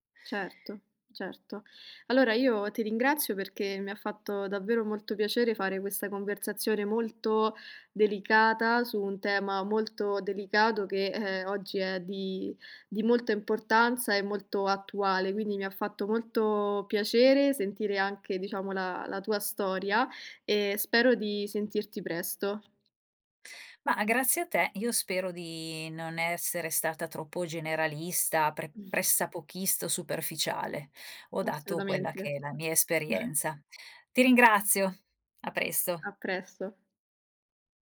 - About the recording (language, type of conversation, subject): Italian, podcast, Come sostenete la salute mentale dei ragazzi a casa?
- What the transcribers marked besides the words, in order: other background noise; chuckle; tapping; chuckle